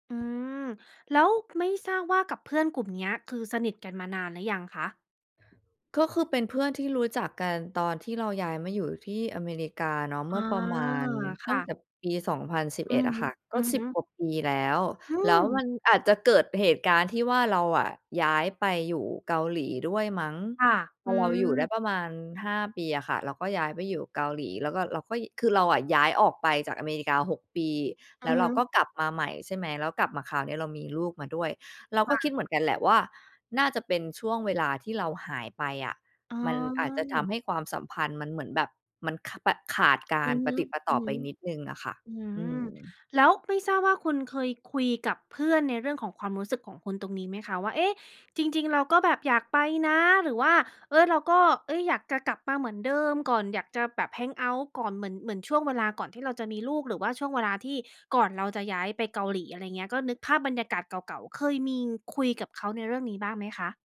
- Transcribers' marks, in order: tapping; in English: "แฮงเอาต์"
- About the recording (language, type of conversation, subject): Thai, advice, ทำไมฉันถึงถูกเพื่อนในกลุ่มเมินและรู้สึกเหมือนถูกตัดออก?